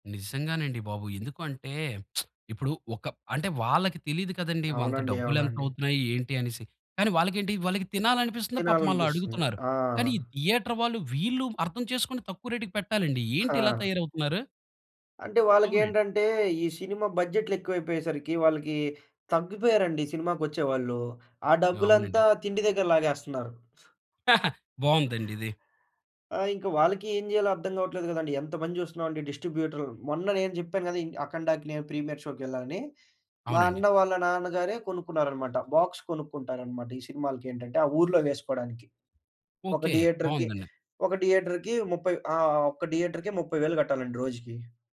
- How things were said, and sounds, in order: lip smack; in English: "థియేటర్"; in English: "రేట్‌కి"; tapping; chuckle; in English: "డిస్ట్రిబ్యూటర్"; in English: "ప్రీమియర్"; in English: "బాక్స్"; in English: "థియేటర్‌కి"; in English: "థియేటర్‌కి"; in English: "థియేటర్‌కి"
- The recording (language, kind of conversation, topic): Telugu, podcast, తక్కువ బడ్జెట్‌లో మంచి సినిమా ఎలా చేయాలి?